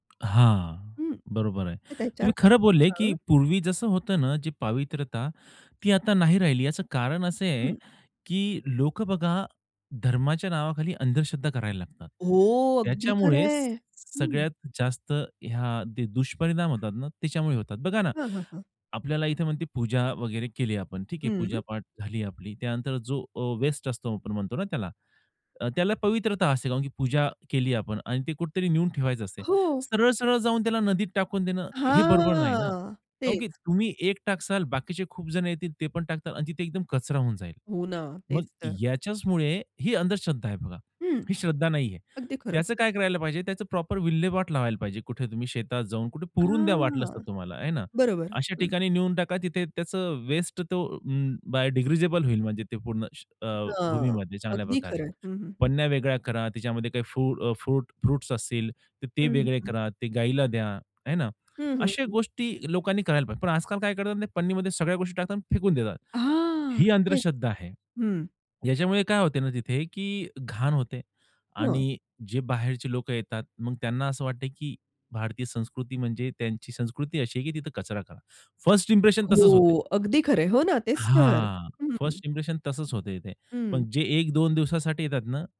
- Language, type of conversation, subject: Marathi, podcast, एका धार्मिक किंवा आध्यात्मिक ठिकाणाचं तुमच्यासाठी काय महत्त्व आहे?
- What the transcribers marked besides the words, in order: "पवित्रता" said as "पावित्रता"; other background noise; trusting: "हो, अगदी खरंय"; other noise; "टाकाल" said as "टाकसाल"; drawn out: "हां"; in English: "प्रॉपर"; in English: "बायडिग्रीजबल"; "बायोडिग्रेडेबल" said as "बायडिग्रीजबल"; "पानं" said as "पन्या"; "अंधश्रद्धा" said as "अंध्रश्रद्धा"